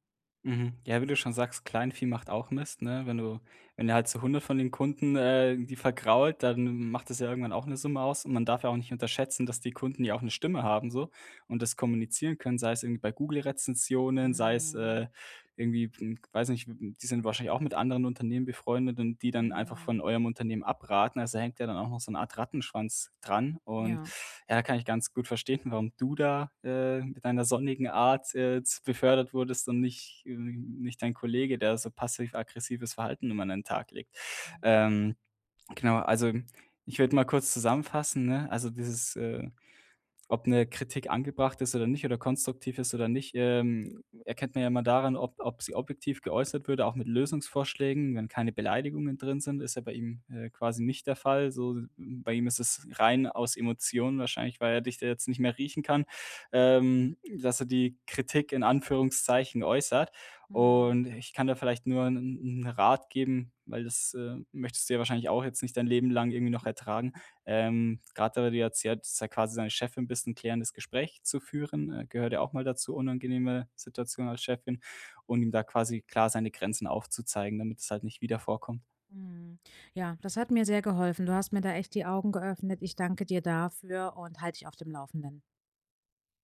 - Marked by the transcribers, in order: none
- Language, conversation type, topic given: German, advice, Woran erkenne ich, ob Kritik konstruktiv oder destruktiv ist?